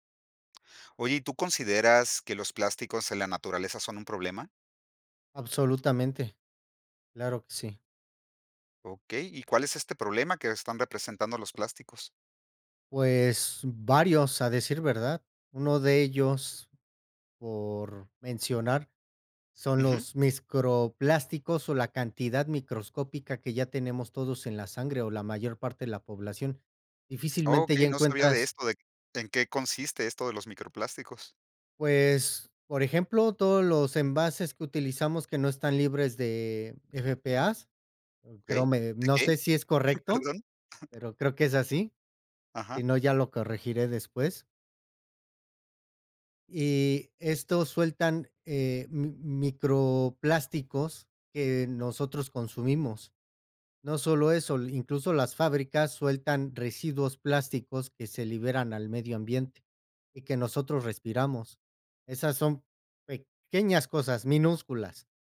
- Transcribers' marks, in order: "microplásticos" said as "miscroplásticos"; "PFAS" said as "FPAS"; chuckle
- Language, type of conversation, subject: Spanish, podcast, ¿Qué opinas sobre el problema de los plásticos en la naturaleza?